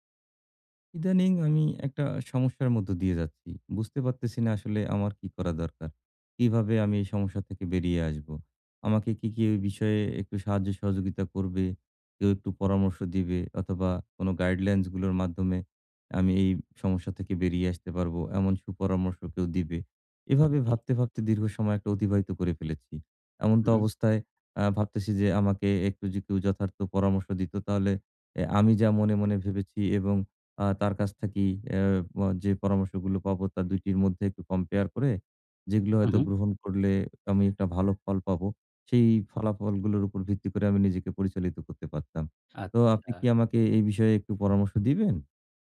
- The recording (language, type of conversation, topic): Bengali, advice, ওজন কমানোর জন্য চেষ্টা করেও ফল না পেলে কী করবেন?
- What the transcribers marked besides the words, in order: "এমতাবস্থায়" said as "এমনতাবস্থায়"